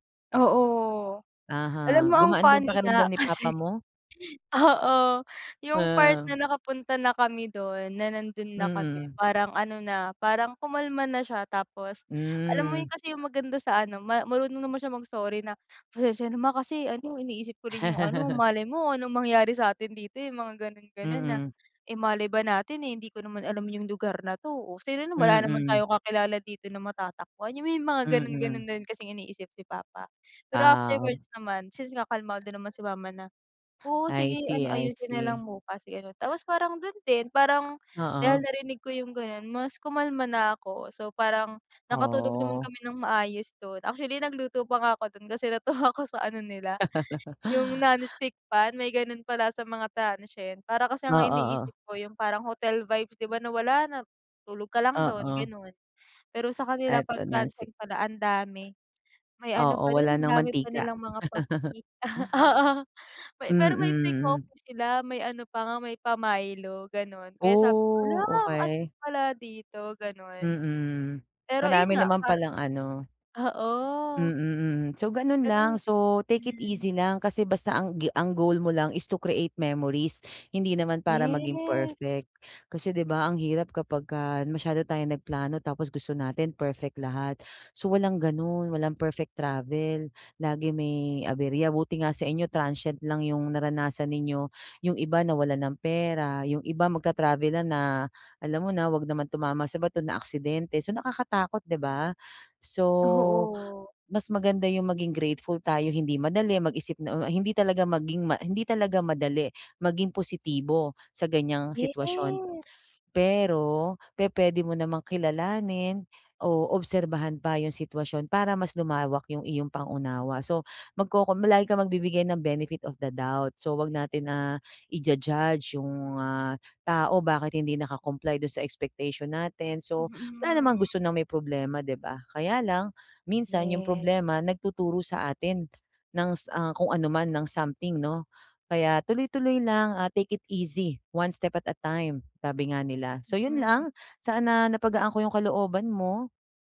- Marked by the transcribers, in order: laughing while speaking: "kasi oo"; chuckle; tapping; other background noise; laugh; laughing while speaking: "natuwa"; chuckle; laughing while speaking: "ah, oo"; in English: "take it easy"; in English: "benefit of the doubt"; in English: "Take it easy, one step at a time"
- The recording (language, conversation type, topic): Filipino, advice, Paano mo mababawasan ang stress at mas maayos na mahaharap ang pagkaantala sa paglalakbay?